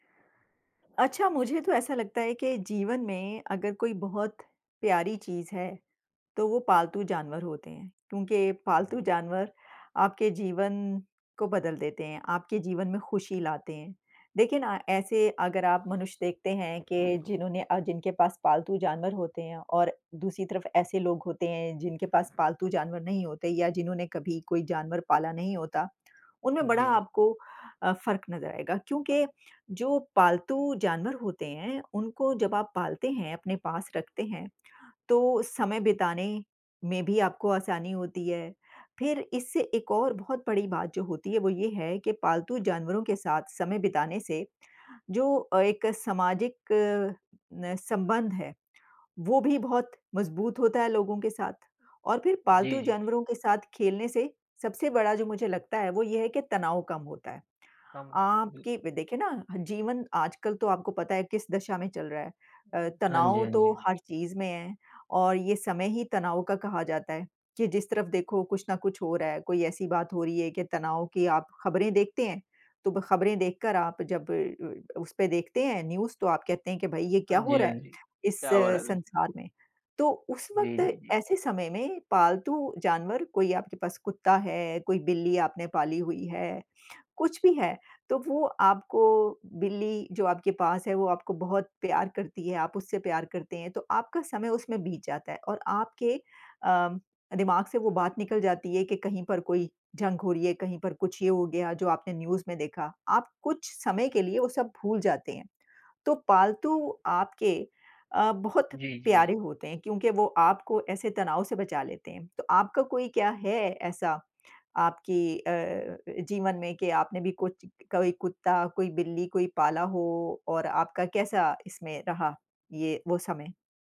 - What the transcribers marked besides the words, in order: tapping; in English: "न्यूज़"; in English: "न्यूज़"
- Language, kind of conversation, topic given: Hindi, unstructured, क्या पालतू जानवरों के साथ समय बिताने से आपको खुशी मिलती है?